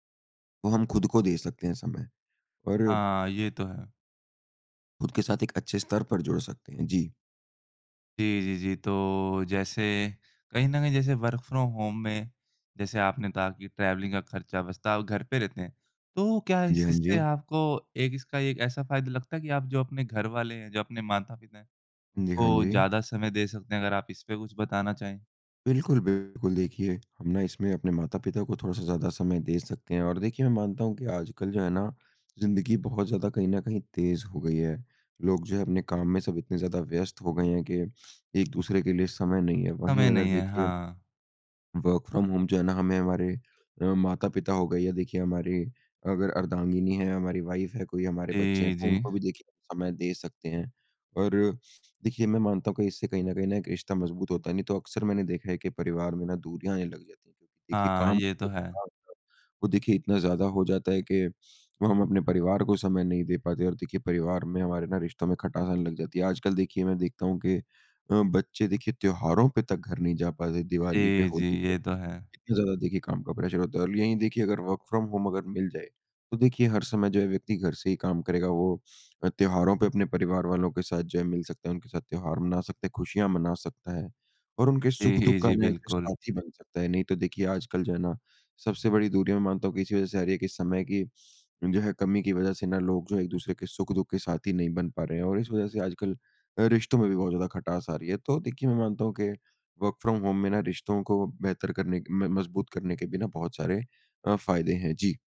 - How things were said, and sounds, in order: in English: "वर्क फ्रॉम होम"; in English: "ट्रैवलिंग"; in English: "वर्क फ्रॉम होम"; in English: "वाइफ"; in English: "प्रेशर"; in English: "वर्क फ्रॉम होम"; in English: "वर्क फ्रॉम होम"
- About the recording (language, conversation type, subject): Hindi, podcast, वर्क‑फ्रॉम‑होम के सबसे बड़े फायदे और चुनौतियाँ क्या हैं?